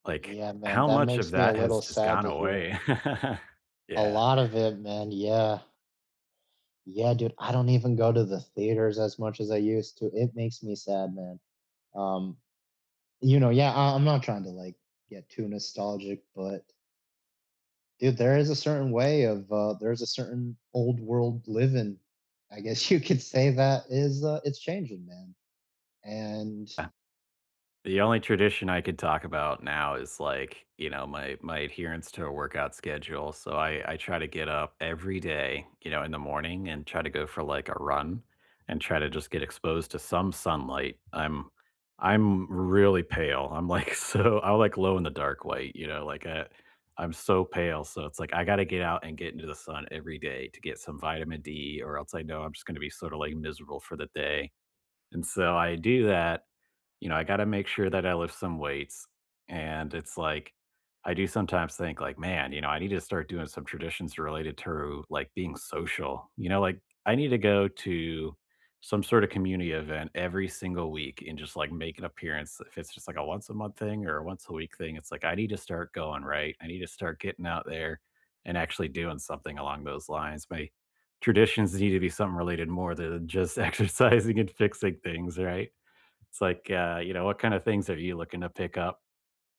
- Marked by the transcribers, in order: chuckle; laughing while speaking: "you could say"; laughing while speaking: "so"; laughing while speaking: "exercising and fixing things"
- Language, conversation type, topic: English, unstructured, What role does tradition play in your daily life?